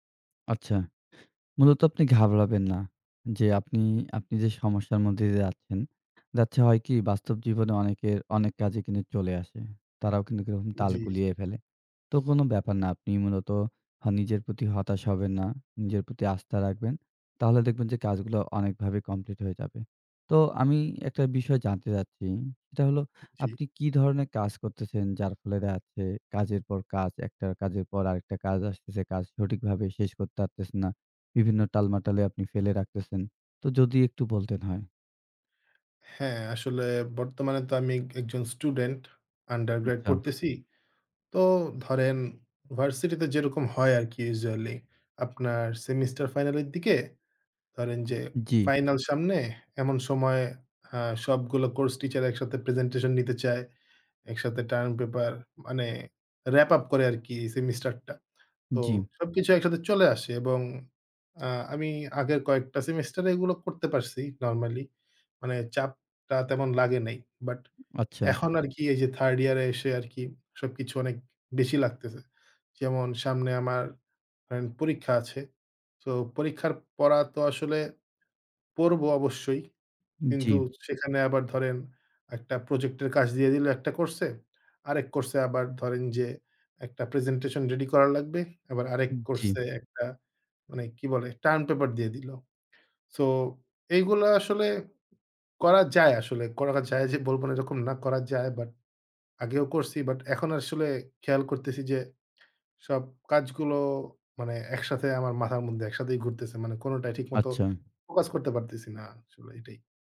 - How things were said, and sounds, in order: other background noise; tapping
- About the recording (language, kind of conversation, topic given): Bengali, advice, আপনি কেন বারবার কাজ পিছিয়ে দেন?